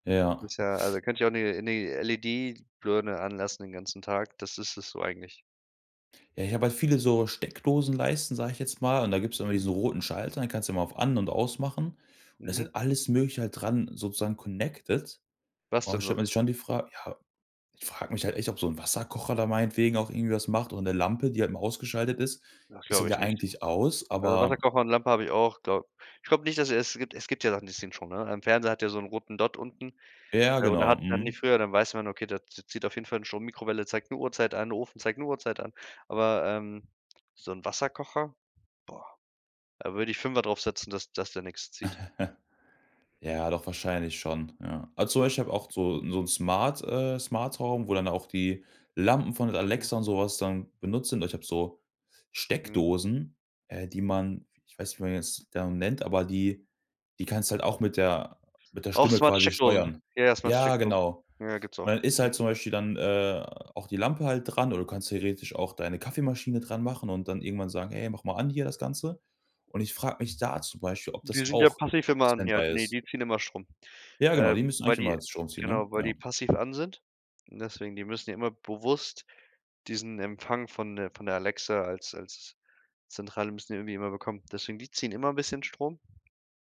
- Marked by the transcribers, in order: other background noise; in English: "connected"; tapping; chuckle
- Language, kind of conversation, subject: German, podcast, Welche Tipps hast du, um zu Hause Energie zu sparen?